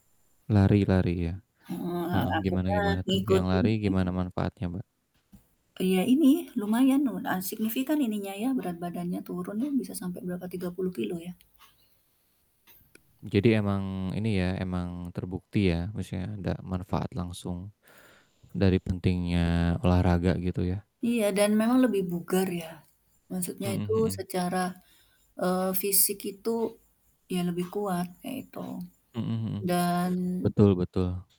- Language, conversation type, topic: Indonesian, unstructured, Apa yang membuat olahraga penting dalam kehidupan sehari-hari?
- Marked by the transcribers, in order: other animal sound; tapping; other background noise; static